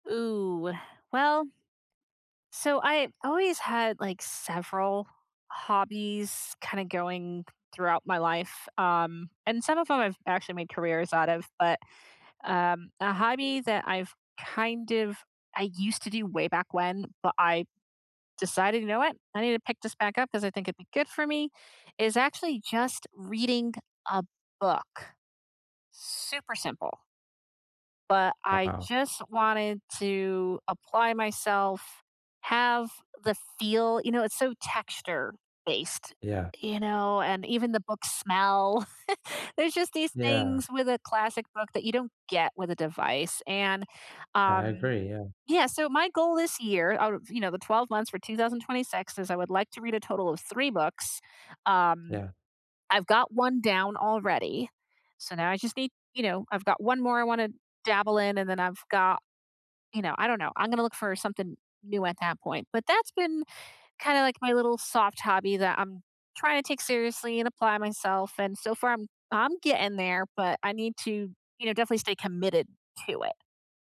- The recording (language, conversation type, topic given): English, unstructured, What hobby have you picked up recently, and why has it stuck?
- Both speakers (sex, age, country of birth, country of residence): female, 35-39, United States, United States; male, 20-24, United States, United States
- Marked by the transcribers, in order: giggle